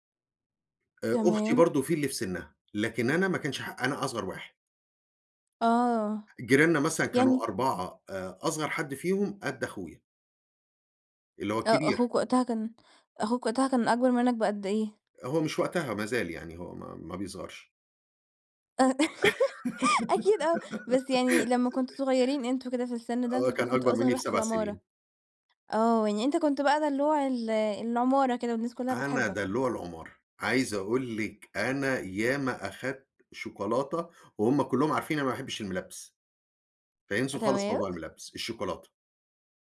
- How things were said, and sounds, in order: tapping; laugh; laughing while speaking: "أكيد آه"
- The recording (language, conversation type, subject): Arabic, podcast, إيه معنى كلمة جيرة بالنسبة لك؟